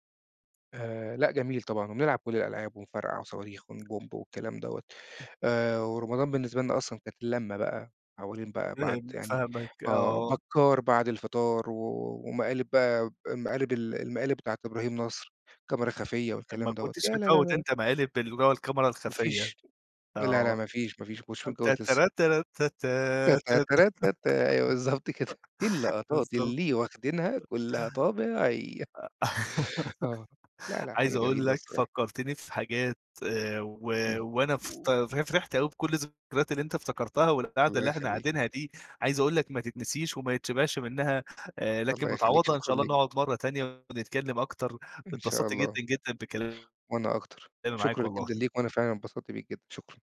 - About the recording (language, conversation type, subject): Arabic, podcast, إيه اللعبة اللي كان ليها تأثير كبير على عيلتك؟
- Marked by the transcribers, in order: tapping; singing: "تتترات تراتتا ت"; laugh; singing: "تاتراتتا"; laugh; singing: "اللقطات اللي واخدينها كلها طبيعية"